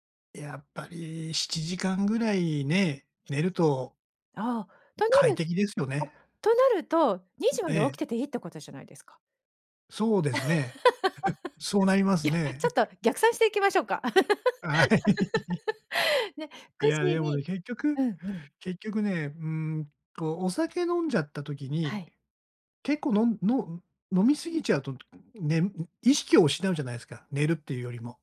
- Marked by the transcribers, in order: laugh; chuckle; laughing while speaking: "あ、はい"; laugh; other background noise
- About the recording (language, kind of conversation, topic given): Japanese, advice, 夜にスマホを使うのをやめて寝つきを良くするにはどうすればいいですか？